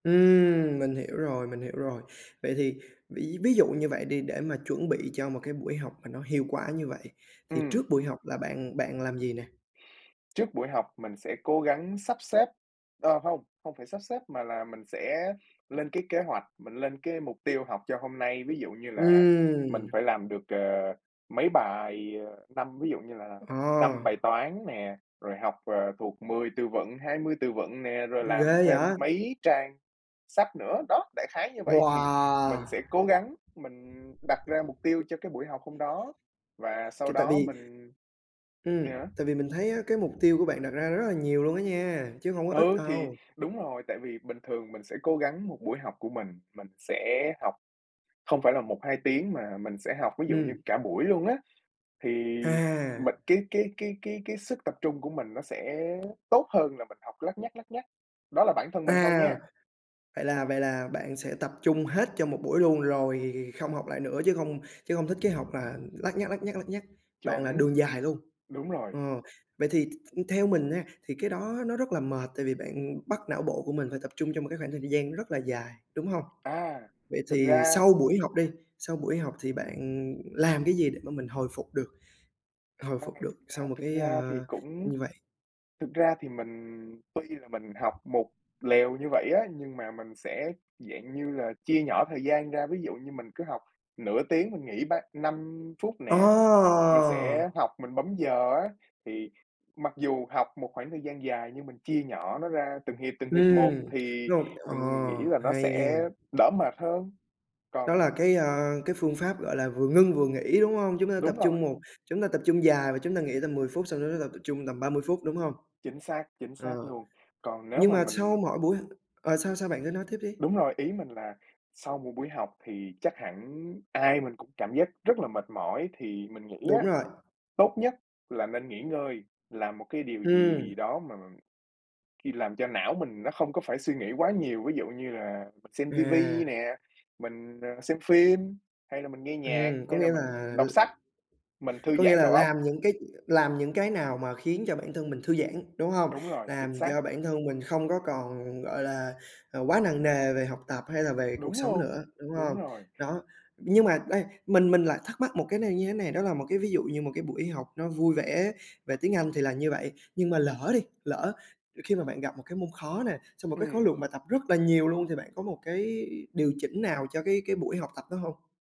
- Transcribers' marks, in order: tapping; other background noise; other noise; drawn out: "Ồ!"
- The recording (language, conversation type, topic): Vietnamese, podcast, Bạn thường học theo cách nào hiệu quả nhất?